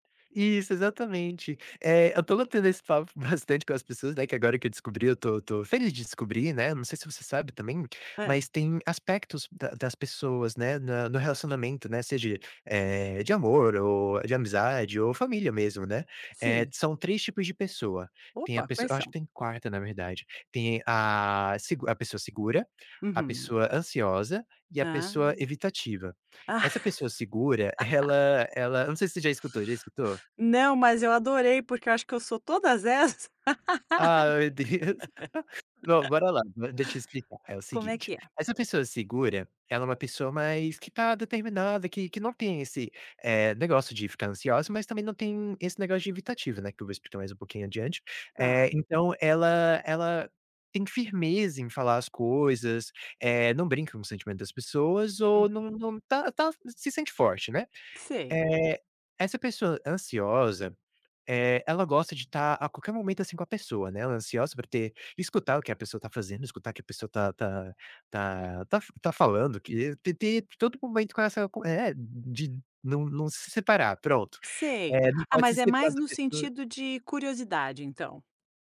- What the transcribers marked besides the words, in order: tapping; laugh; laughing while speaking: "Ah, meu Deus"; laugh; other background noise
- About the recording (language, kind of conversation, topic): Portuguese, podcast, Qual é a importância de conversar com amigos para a sua saúde mental?